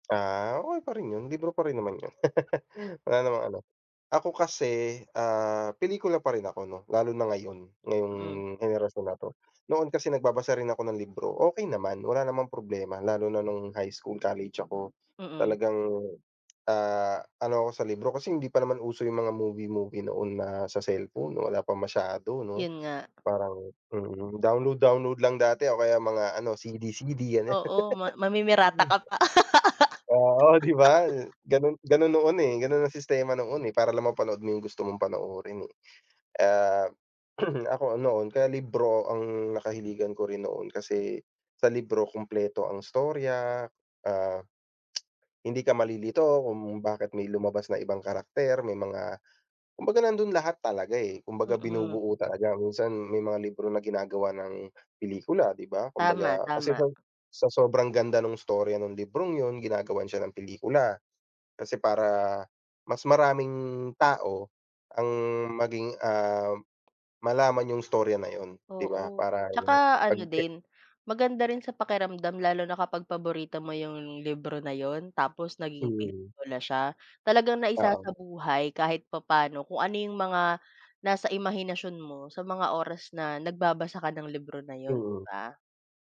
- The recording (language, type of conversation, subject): Filipino, unstructured, Sa pagitan ng libro at pelikula, alin ang mas gusto mong libangan?
- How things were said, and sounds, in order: other background noise; laugh; tapping; laugh; unintelligible speech; laugh; throat clearing; tsk; other noise